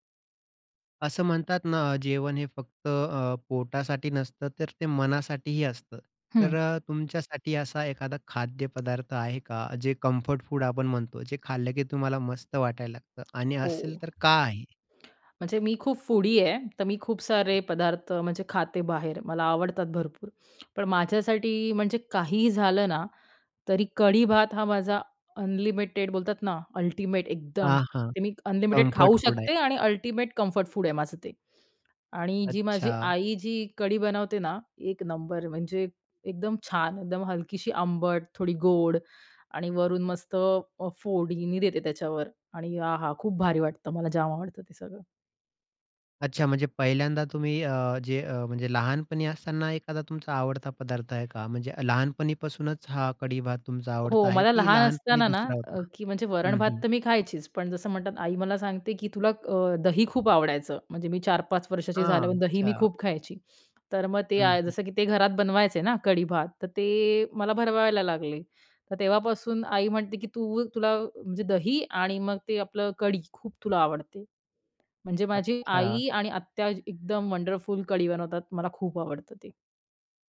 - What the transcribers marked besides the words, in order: other background noise; tongue click; in English: "कम्फर्ट फूड"; in English: "अल्टिमेट"; in English: "कम्फर्ट फूड"; in English: "अल्टिमेट कम्फर्ट फूड"; tapping; in English: "वंडरफुल"
- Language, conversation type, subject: Marathi, podcast, तुमचं ‘मनाला दिलासा देणारं’ आवडतं अन्न कोणतं आहे, आणि ते तुम्हाला का आवडतं?